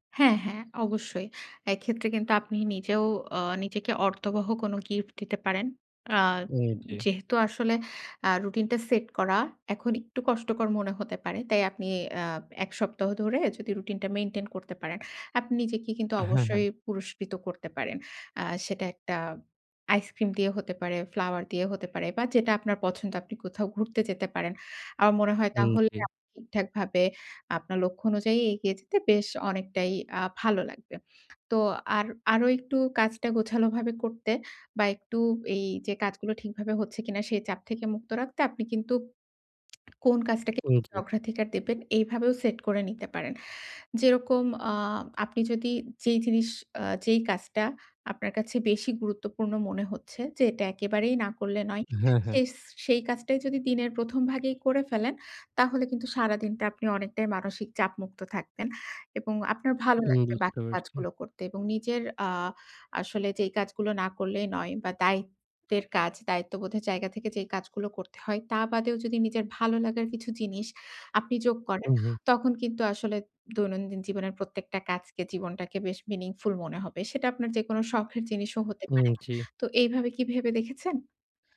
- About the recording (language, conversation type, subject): Bengali, advice, আপনি প্রতিদিনের ছোট কাজগুলোকে কীভাবে আরও অর্থবহ করতে পারেন?
- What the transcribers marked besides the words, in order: other background noise; unintelligible speech; in English: "মিনিংফুল"